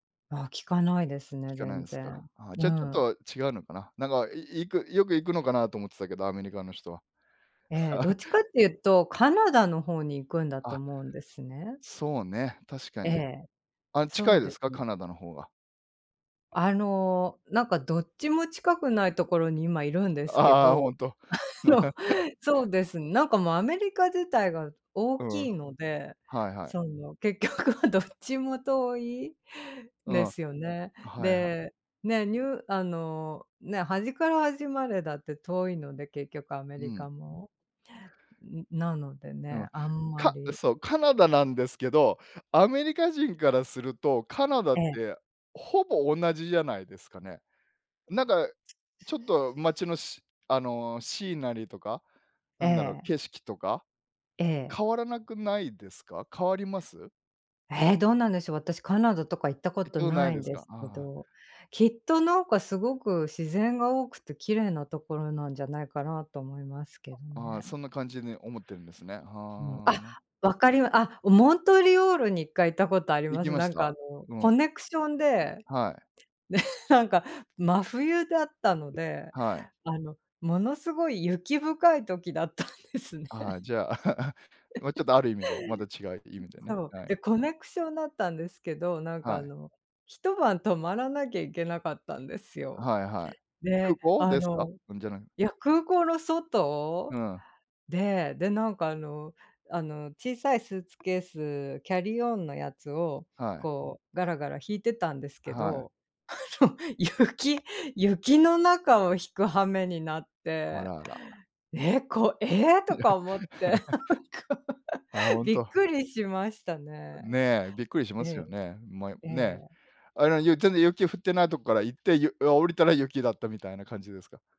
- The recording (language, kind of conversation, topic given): Japanese, unstructured, あなたの理想の旅行先はどこですか？
- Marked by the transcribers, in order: chuckle; laughing while speaking: "あの"; tapping; chuckle; hiccup; laughing while speaking: "結局は"; other background noise; in English: "シーナリー"; in English: "コネクション"; laughing while speaking: "で、なんか"; laughing while speaking: "だった んですね"; chuckle; in English: "コネクション"; in English: "キャリーオン"; laughing while speaking: "あの、雪"; laughing while speaking: "そ、や"; chuckle; laugh; laughing while speaking: "なんか"